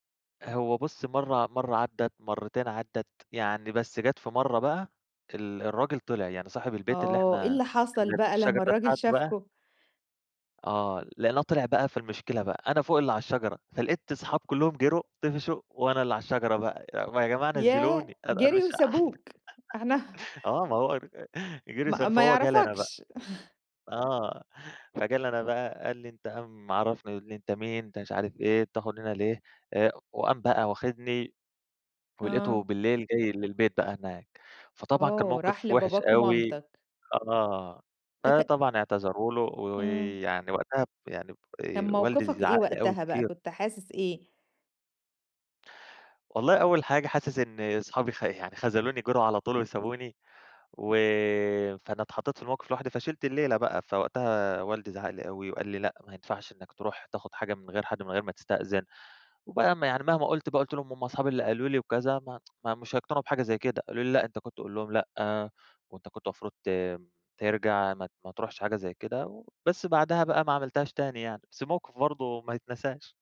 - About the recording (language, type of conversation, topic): Arabic, podcast, فيه نبتة أو شجرة بتحسي إن ليكي معاها حكاية خاصة؟
- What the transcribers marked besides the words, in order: chuckle; other background noise; laugh; unintelligible speech; chuckle; tsk